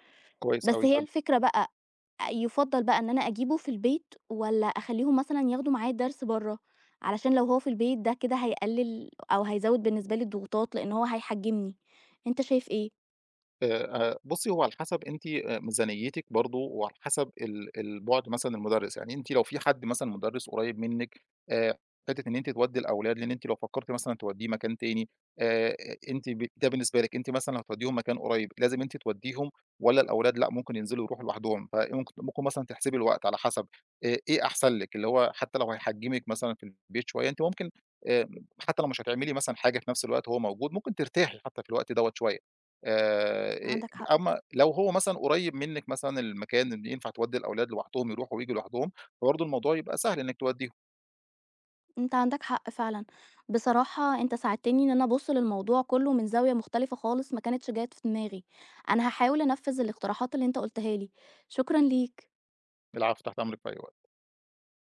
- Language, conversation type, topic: Arabic, advice, إزاي أقدر أركّز وأنا تحت ضغوط يومية؟
- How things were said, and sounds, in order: none